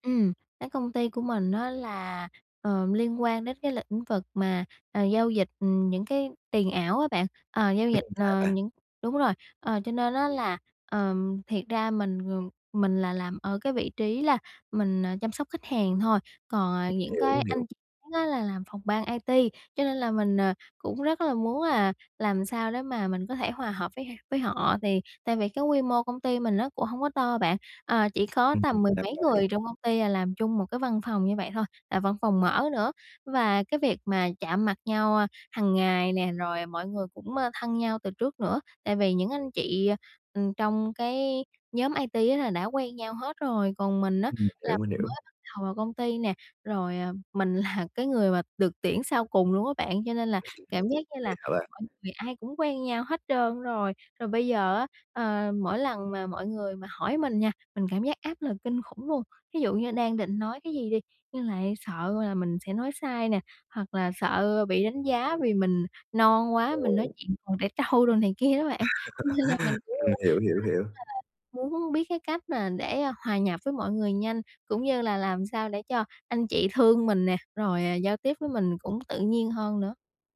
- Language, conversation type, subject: Vietnamese, advice, Làm sao để giao tiếp tự tin khi bước vào một môi trường xã hội mới?
- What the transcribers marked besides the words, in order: tapping; laughing while speaking: "là"; laugh; laughing while speaking: "trâu"; laughing while speaking: "nên là"; laugh